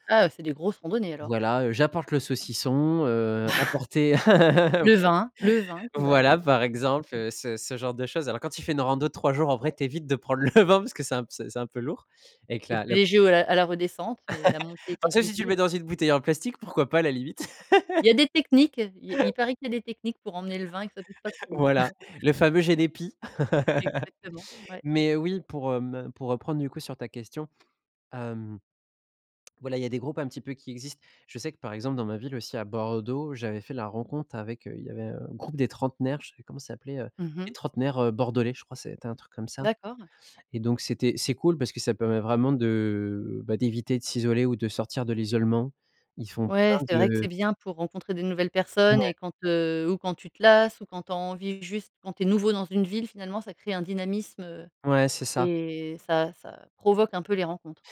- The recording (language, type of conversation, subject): French, podcast, Comment fais-tu pour briser l’isolement quand tu te sens seul·e ?
- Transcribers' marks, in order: chuckle; laugh; chuckle; laughing while speaking: "le vin"; laugh; laugh; laugh